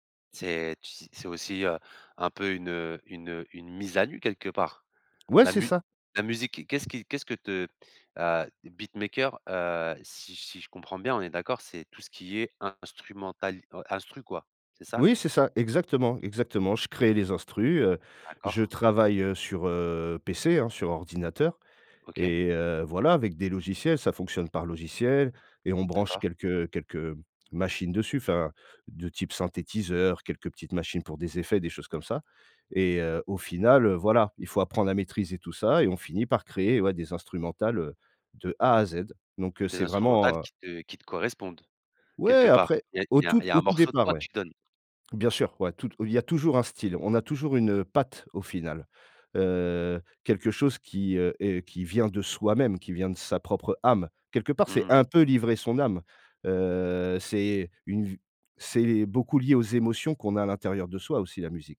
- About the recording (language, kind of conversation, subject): French, advice, Comment dépasser la peur d’échouer qui m’empêche de lancer mon projet ?
- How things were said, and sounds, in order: tapping; in English: "beatmaker"; "instrumental" said as "instru"